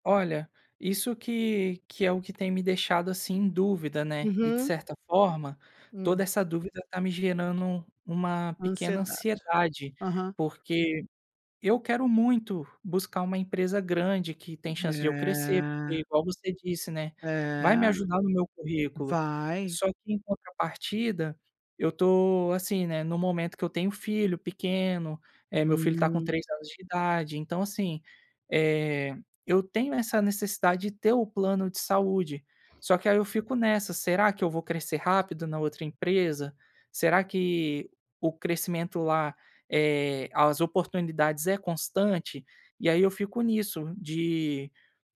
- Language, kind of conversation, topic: Portuguese, advice, Como posso escolher entre duas ofertas de emprego?
- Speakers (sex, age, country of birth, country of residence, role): female, 60-64, Brazil, United States, advisor; male, 25-29, Brazil, Spain, user
- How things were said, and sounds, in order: tapping; drawn out: "É"